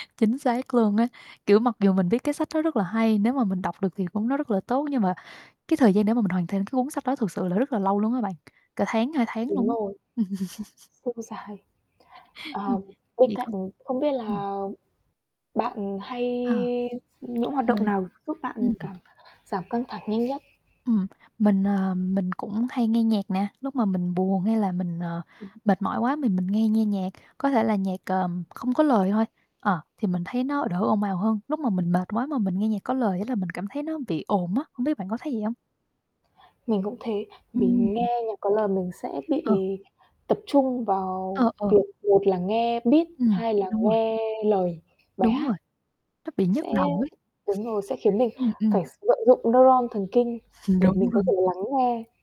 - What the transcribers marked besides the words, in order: distorted speech; static; laugh; other background noise; chuckle; tapping; in English: "beat"; chuckle
- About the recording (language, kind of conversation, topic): Vietnamese, unstructured, Bạn thường làm gì khi cảm thấy căng thẳng?